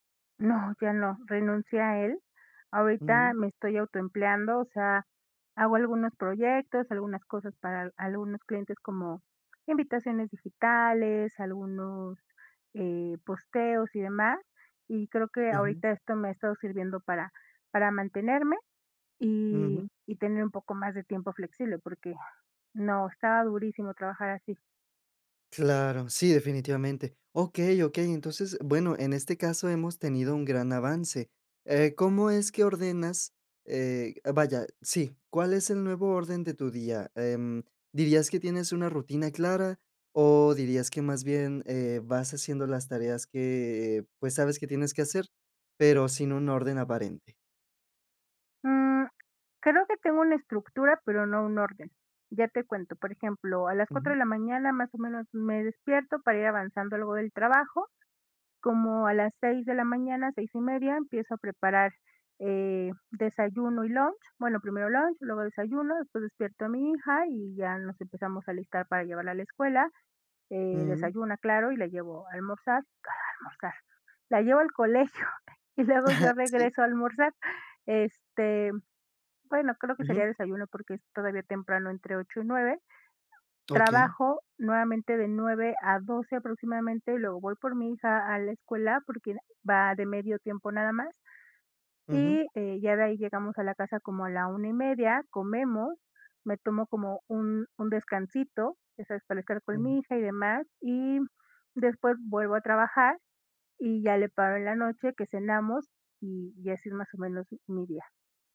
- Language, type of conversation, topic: Spanish, advice, ¿Cómo puedo mantener mis hábitos cuando surgen imprevistos diarios?
- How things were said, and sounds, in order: tapping; other background noise; chuckle; laughing while speaking: "colegio"